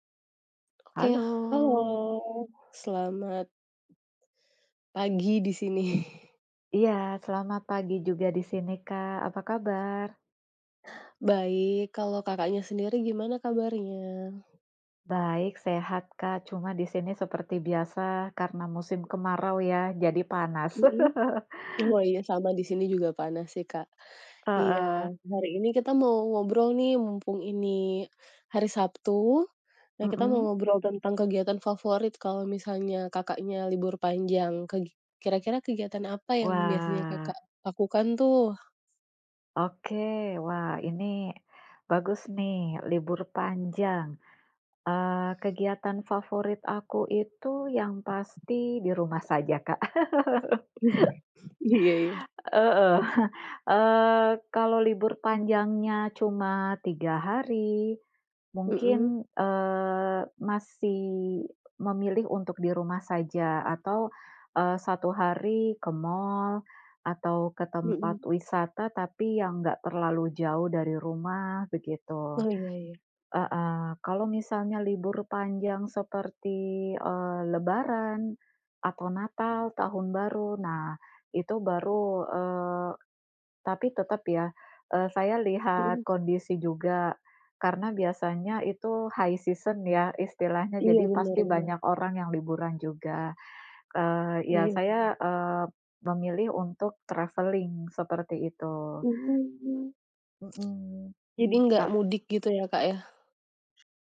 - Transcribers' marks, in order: chuckle; chuckle; tapping; chuckle; other background noise; chuckle; in English: "high season"; in English: "travelling"
- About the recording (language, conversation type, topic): Indonesian, unstructured, Apa kegiatan favoritmu saat libur panjang tiba?